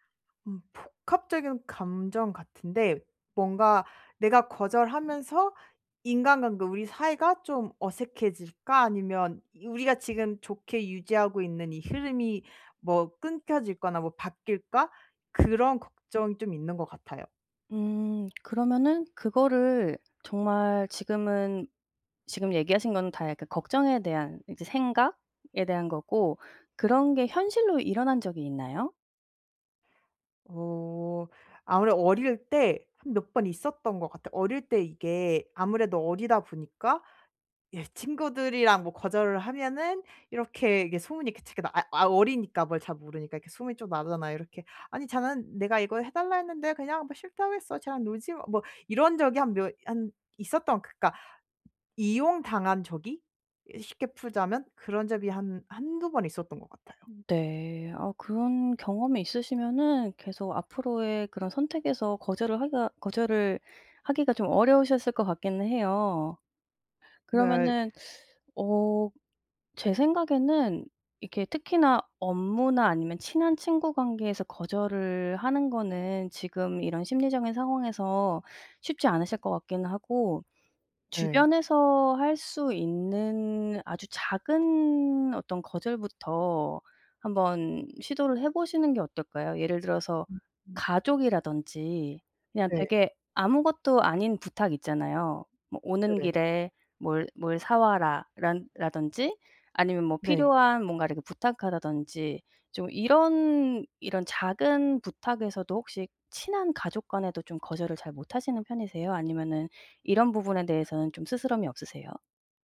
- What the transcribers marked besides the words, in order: other background noise; tapping; teeth sucking
- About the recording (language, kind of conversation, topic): Korean, advice, 어떻게 하면 죄책감 없이 다른 사람의 요청을 자연스럽게 거절할 수 있을까요?